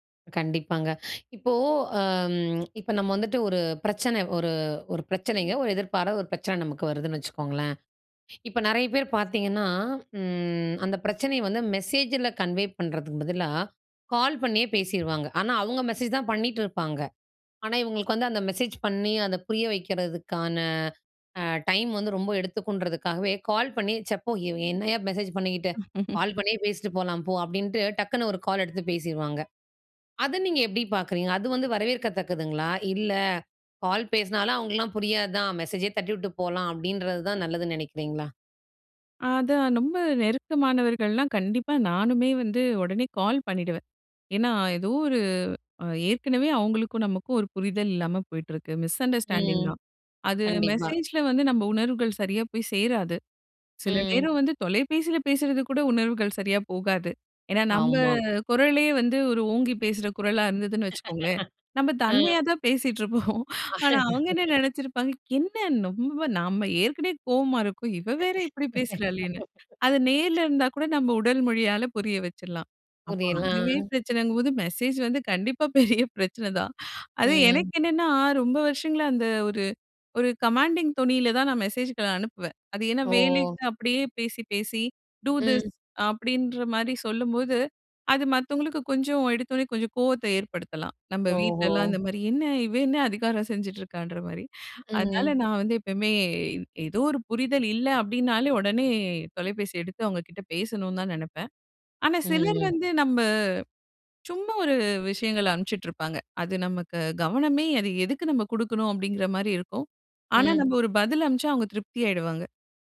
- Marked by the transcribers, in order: in English: "கன்வே"; laugh; in English: "மிஸ் அண்டர்ஸ்டாண்டிங்"; laughing while speaking: "நம்ம தன்மையா தான் பேசிகிட்டு இருப்போம் … மொழியால புரிய வச்சிடலாம்"; laugh; laugh; laugh; laughing while speaking: "கண்டிப்பா பெரிய பிரச்சனை தான்"; in English: "டூ திஸ்"
- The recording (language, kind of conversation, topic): Tamil, podcast, நீங்கள் செய்தி வந்தவுடன் உடனே பதிலளிப்பீர்களா?